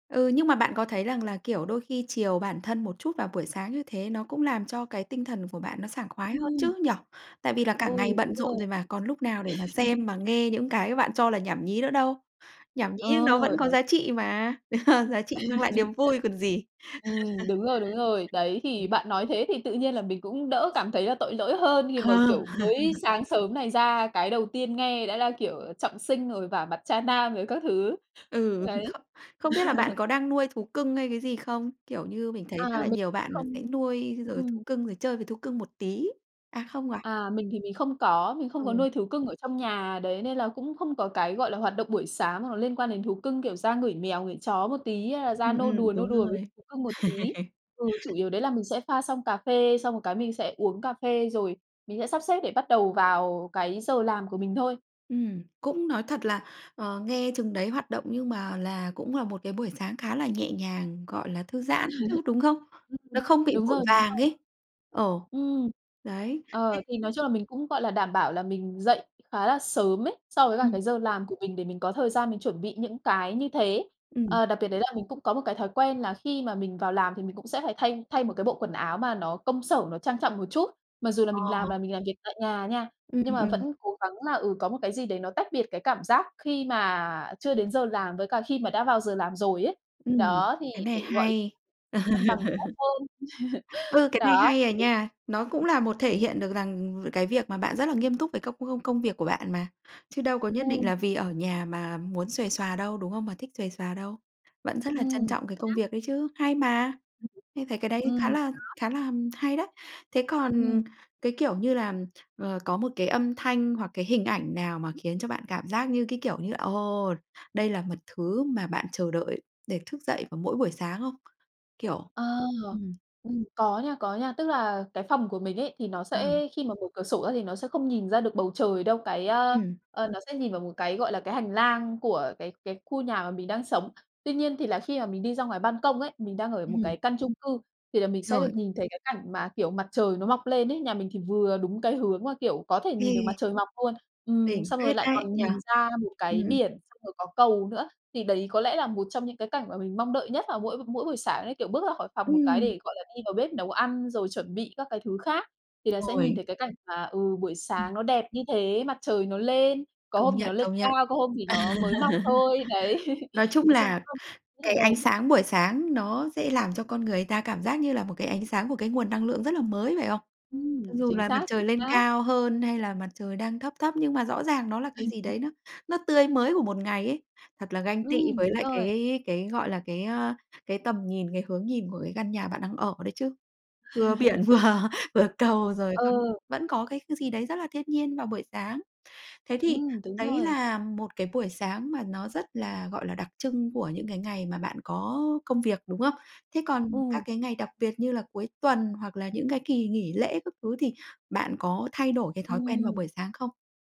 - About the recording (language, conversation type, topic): Vietnamese, podcast, Buổi sáng của bạn thường bắt đầu như thế nào?
- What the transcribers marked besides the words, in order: laugh; laugh; other background noise; laugh; laugh; laugh; laugh; laugh; laugh; tapping; laugh; laugh; unintelligible speech; laugh; laugh; laughing while speaking: "vừa vừa"